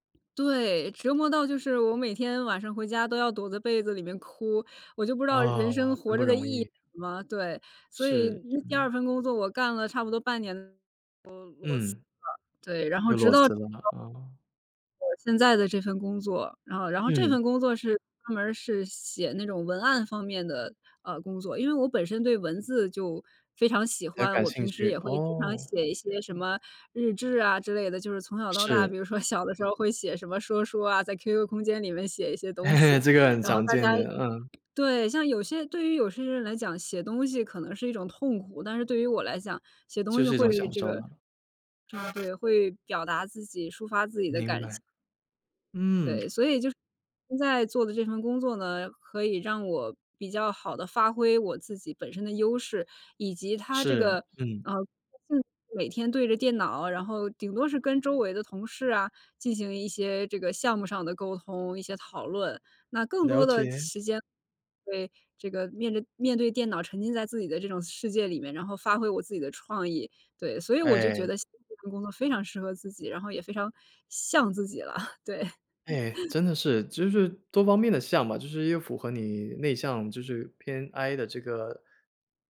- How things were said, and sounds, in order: other background noise; unintelligible speech; laughing while speaking: "比如说"; chuckle; laughing while speaking: "西"; other noise; unintelligible speech; chuckle
- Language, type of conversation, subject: Chinese, podcast, 是什么让你觉得这份工作很像真正的你？